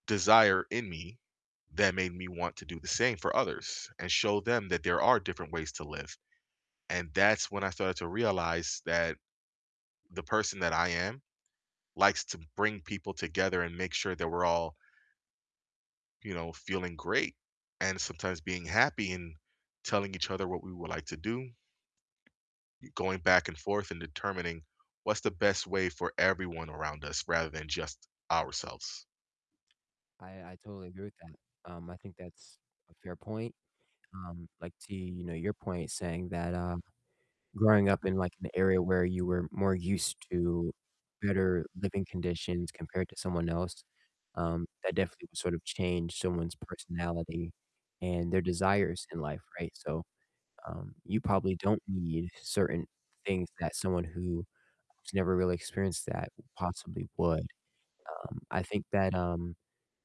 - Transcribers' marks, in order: other background noise; tapping; distorted speech; static
- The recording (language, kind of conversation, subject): English, unstructured, What does being yourself mean to you?